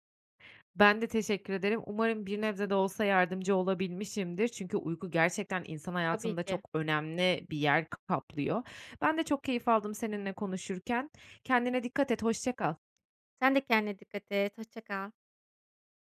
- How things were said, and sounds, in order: none
- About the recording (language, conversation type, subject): Turkish, advice, Seyahatte veya farklı bir ortamda uyku düzenimi nasıl koruyabilirim?